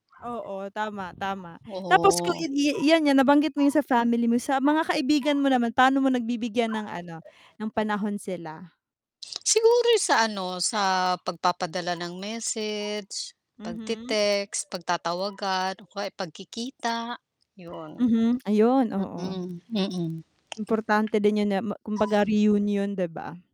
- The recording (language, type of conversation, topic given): Filipino, unstructured, Paano mo ipinapakita ang pagmamahal sa pamilya araw-araw?
- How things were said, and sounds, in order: other background noise; static; dog barking; tapping; wind